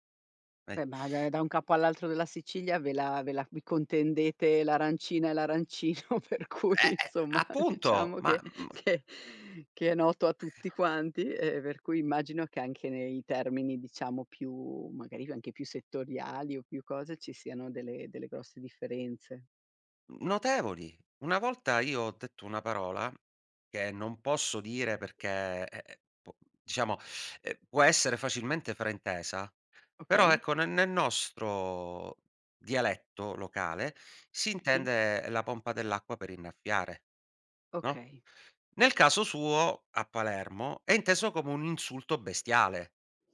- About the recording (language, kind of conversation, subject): Italian, podcast, Che ruolo ha la lingua nella tua identità?
- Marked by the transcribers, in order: laughing while speaking: "l'arancino, per cui insomma, diciamo che"; other background noise; inhale